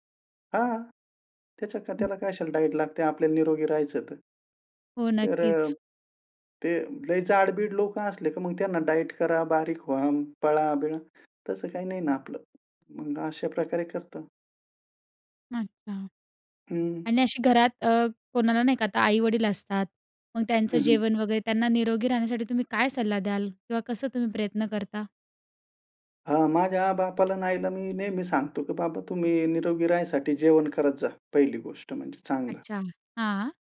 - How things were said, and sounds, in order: other background noise; in English: "डायट"; in English: "डायट"; tapping
- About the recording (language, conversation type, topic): Marathi, podcast, कुटुंबात निरोगी सवयी कशा रुजवता?